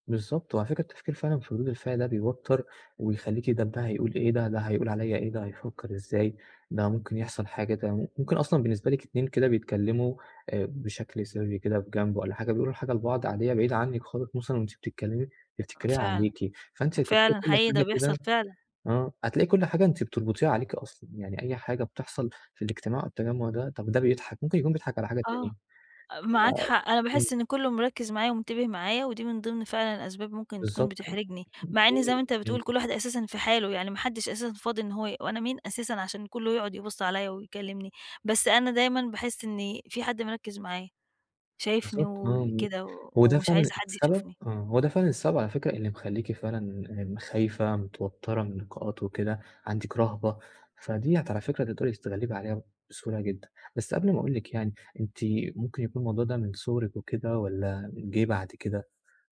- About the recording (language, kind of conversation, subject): Arabic, advice, إزاي أتعامل مع القلق والكسوف لما أروح حفلات أو أطلع مع صحابي؟
- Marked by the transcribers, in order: tapping; other background noise; unintelligible speech; unintelligible speech